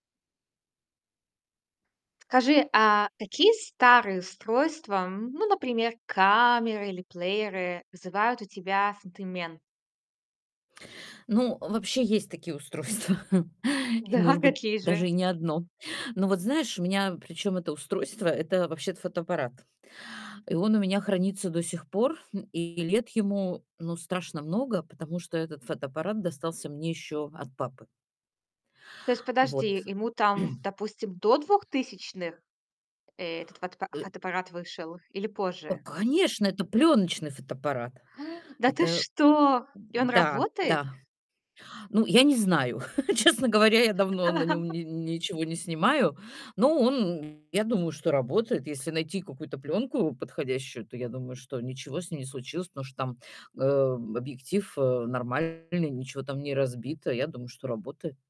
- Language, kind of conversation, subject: Russian, podcast, Какие старые устройства (камеры, плееры и другие) вызывают у тебя ностальгию?
- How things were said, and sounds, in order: other background noise; chuckle; laughing while speaking: "Да"; distorted speech; throat clearing; inhale; laugh; laugh